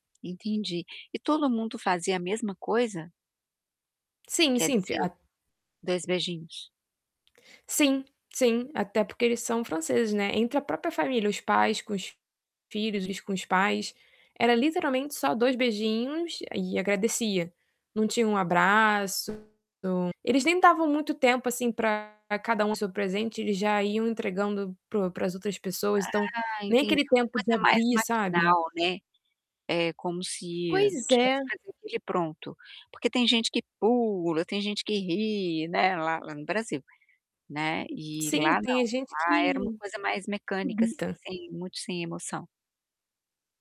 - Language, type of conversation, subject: Portuguese, advice, Como posso entender e respeitar os costumes locais ao me mudar?
- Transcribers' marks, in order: static; tapping; distorted speech